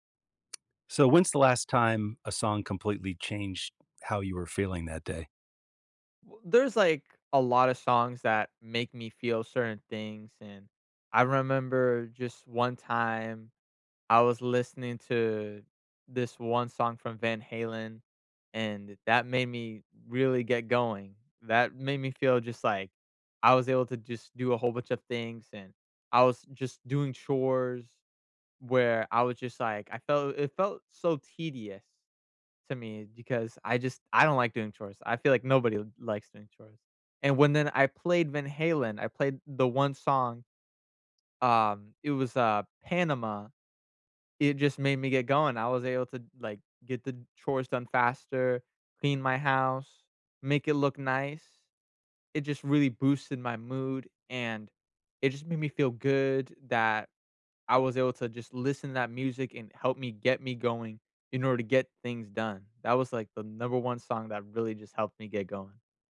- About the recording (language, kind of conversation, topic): English, unstructured, How do you think music affects your mood?
- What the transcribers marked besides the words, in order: tapping